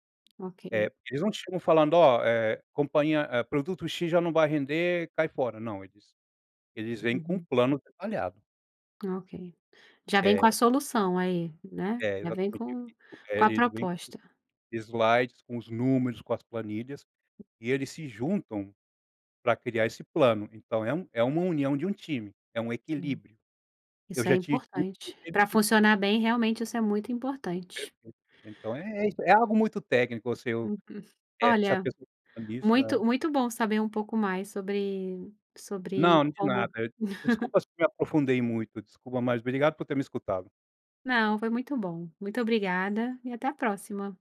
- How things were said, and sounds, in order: unintelligible speech; other background noise; tapping; unintelligible speech; unintelligible speech
- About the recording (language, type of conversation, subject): Portuguese, podcast, Na sua experiência, o que faz um time funcionar bem?